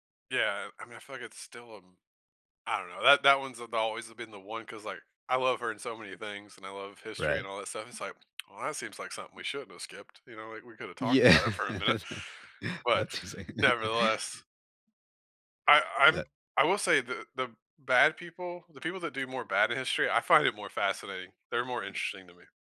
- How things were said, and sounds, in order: other background noise; laughing while speaking: "Yeah"; chuckle; chuckle
- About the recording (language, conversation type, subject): English, unstructured, How should we remember controversial figures from history?
- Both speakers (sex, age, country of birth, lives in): male, 35-39, United States, United States; male, 50-54, United States, United States